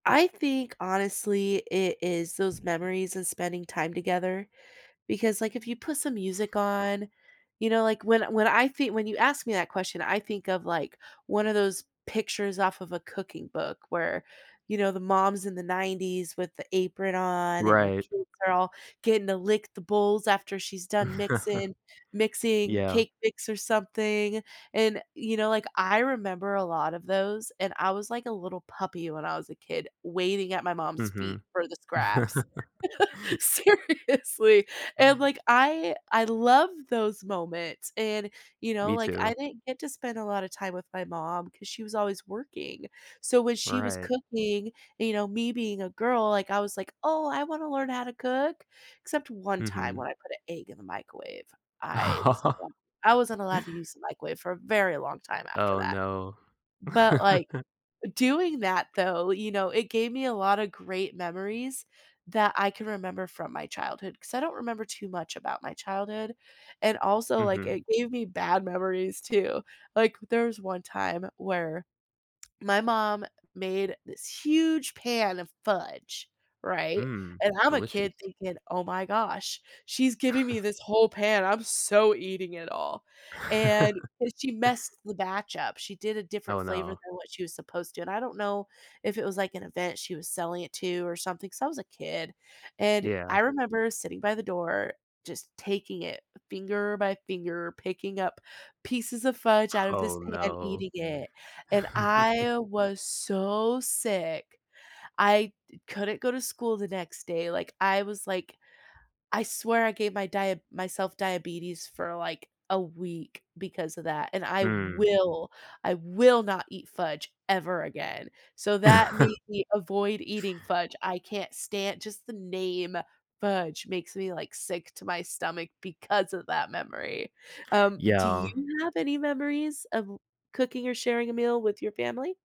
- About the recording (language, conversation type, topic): English, unstructured, How does sharing meals shape your family traditions and memories?
- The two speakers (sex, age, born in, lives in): female, 30-34, United States, United States; male, 25-29, United States, United States
- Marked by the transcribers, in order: tapping; chuckle; laugh; chuckle; laughing while speaking: "Seriously"; laugh; laugh; stressed: "huge"; chuckle; chuckle; chuckle; stressed: "will"; stressed: "will"; stressed: "ever"; chuckle